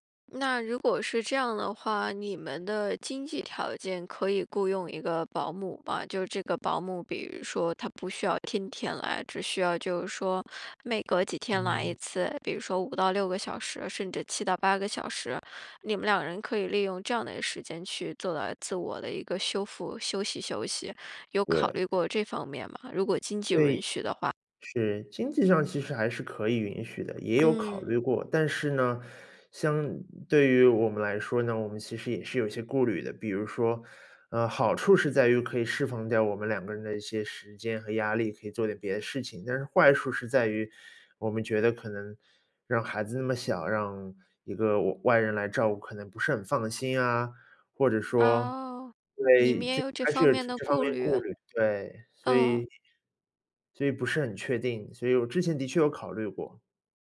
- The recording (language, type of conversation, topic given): Chinese, advice, 我该如何平衡照顾孩子和保留个人时间之间的冲突？
- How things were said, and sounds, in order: other background noise; "允许" said as "run许"